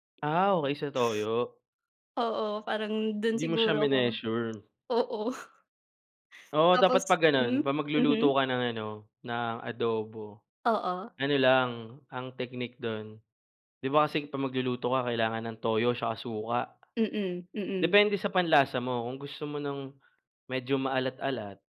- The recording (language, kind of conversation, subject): Filipino, unstructured, Ano ang pinakamahalagang dapat tandaan kapag nagluluto?
- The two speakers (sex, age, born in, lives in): female, 30-34, Philippines, Philippines; male, 25-29, Philippines, Philippines
- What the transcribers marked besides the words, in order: none